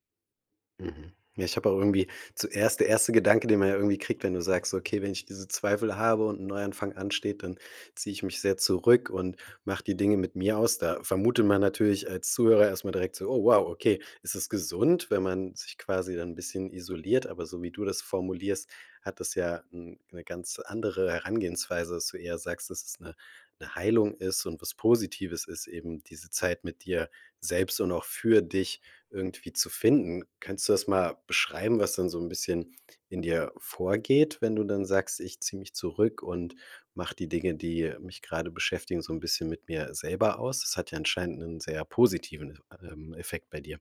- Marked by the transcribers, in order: surprised: "Oh wow"
- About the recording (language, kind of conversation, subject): German, podcast, Wie gehst du mit Zweifeln bei einem Neuanfang um?